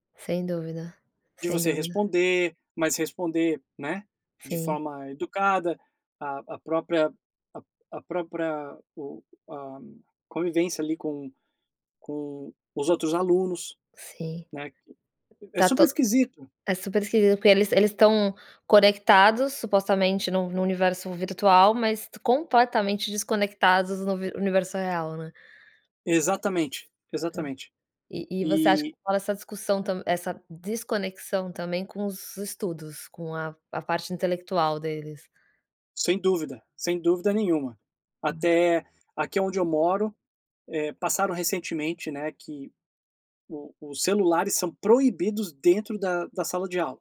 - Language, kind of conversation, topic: Portuguese, podcast, Como o celular te ajuda ou te atrapalha nos estudos?
- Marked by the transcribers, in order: tapping; unintelligible speech